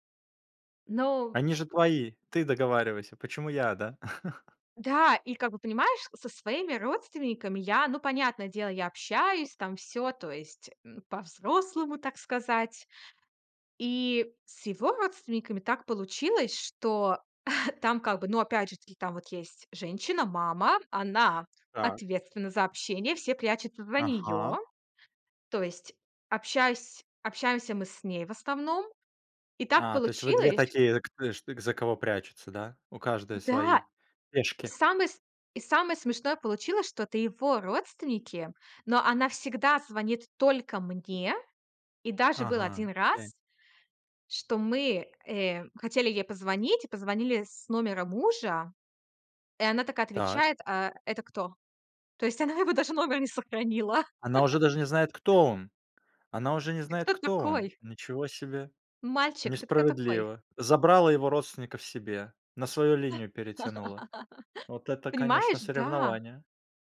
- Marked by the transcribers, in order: chuckle; chuckle; tapping; laughing while speaking: "То есть она его даже номер не сохранила"; laugh; laugh
- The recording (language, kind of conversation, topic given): Russian, podcast, Когда ты впервые почувствовал себя по‑настоящему взрослым?